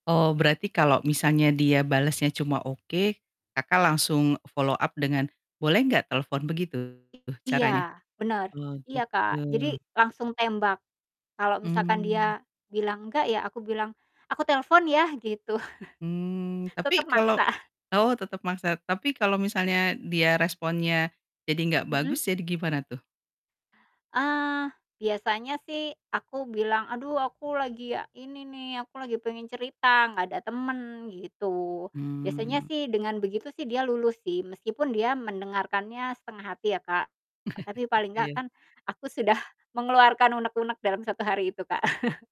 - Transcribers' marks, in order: static; in English: "follow up"; distorted speech; chuckle; chuckle; chuckle
- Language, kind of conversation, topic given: Indonesian, podcast, Kamu lebih suka chat singkat atau ngobrol panjang, dan kenapa?